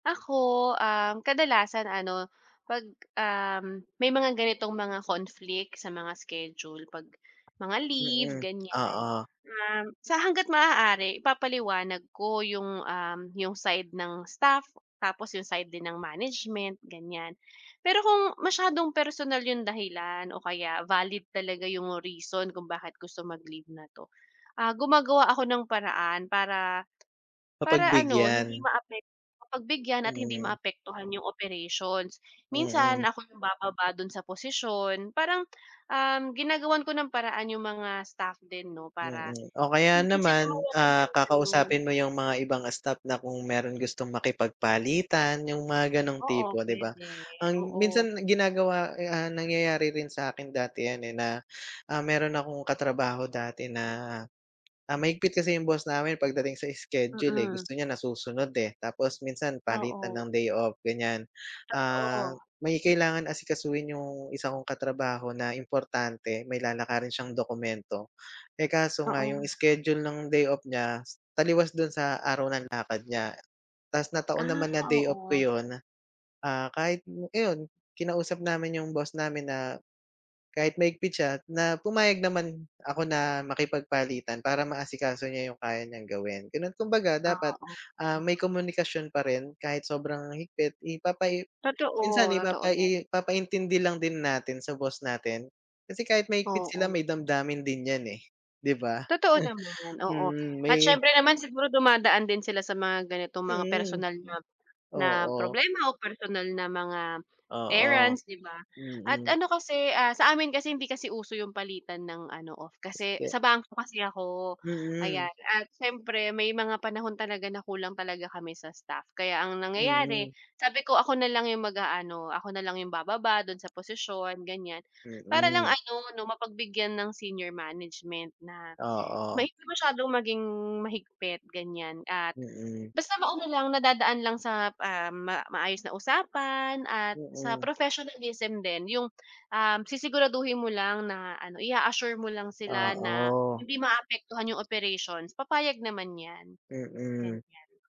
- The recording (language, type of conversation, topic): Filipino, unstructured, Paano mo hinaharap ang pagkakaroon ng mahigpit na amo?
- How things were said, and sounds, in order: in English: "conflict"; tapping; snort; in English: "errands"; unintelligible speech; in English: "senior management"